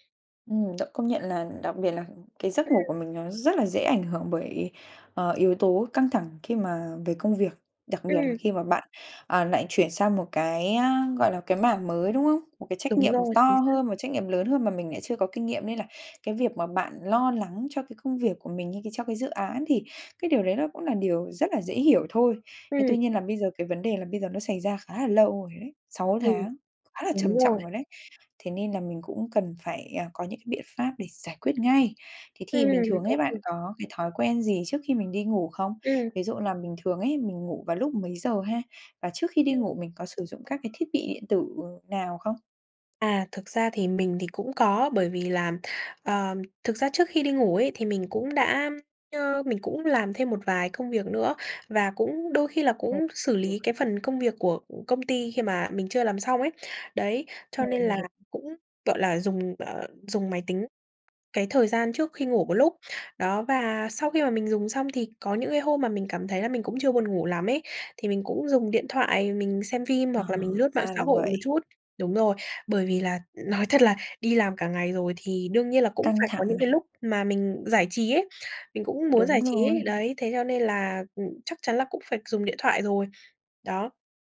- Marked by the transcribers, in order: tapping; unintelligible speech; other background noise
- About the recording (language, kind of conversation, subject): Vietnamese, advice, Làm sao để cải thiện giấc ngủ khi tôi bị căng thẳng công việc và hay suy nghĩ miên man?